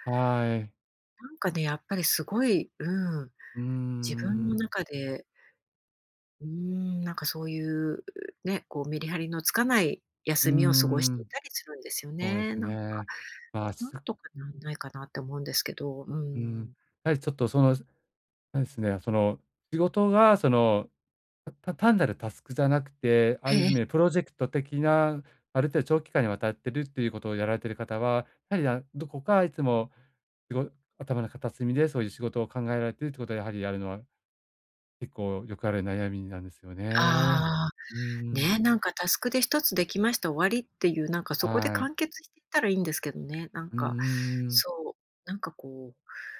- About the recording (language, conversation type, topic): Japanese, advice, 義務感を手放してゆっくり過ごす時間を自分に許すには、どうすればいいですか？
- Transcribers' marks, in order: none